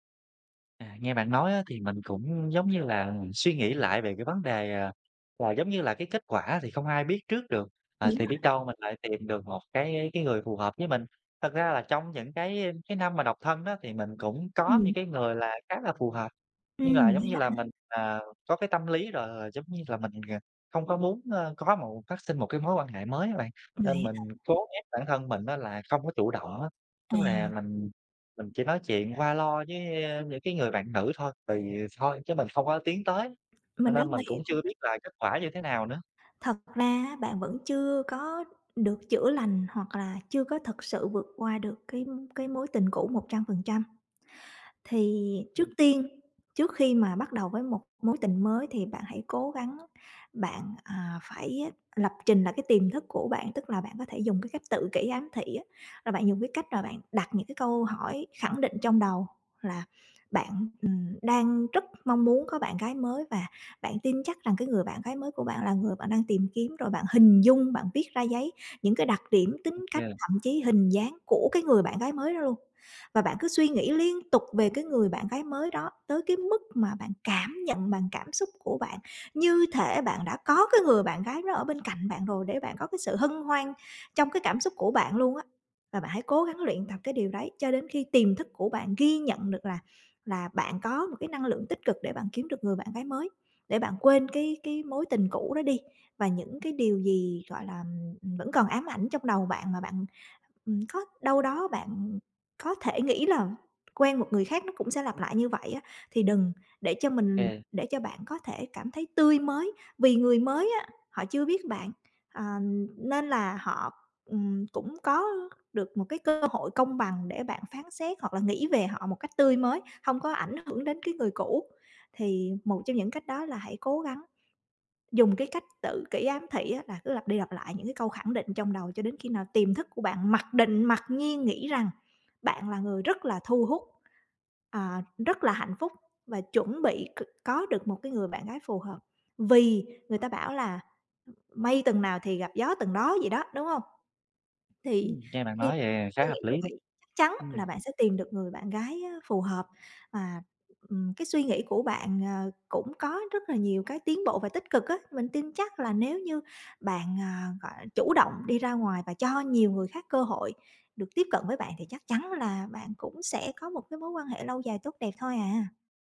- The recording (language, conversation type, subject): Vietnamese, advice, Bạn đang cố thích nghi với cuộc sống độc thân như thế nào sau khi kết thúc một mối quan hệ lâu dài?
- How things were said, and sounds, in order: tapping; other background noise